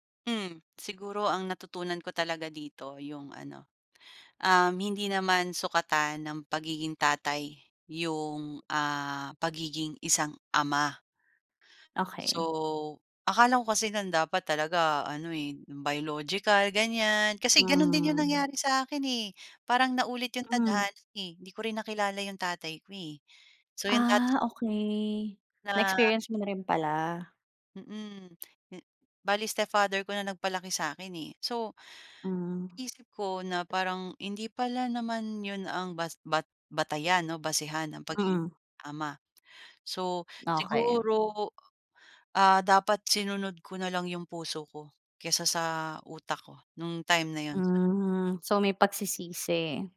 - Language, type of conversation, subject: Filipino, podcast, May tao bang biglang dumating sa buhay mo nang hindi mo inaasahan?
- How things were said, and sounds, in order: in English: "biological"; other background noise; sad: "Hmm"; in English: "na-experience"; tapping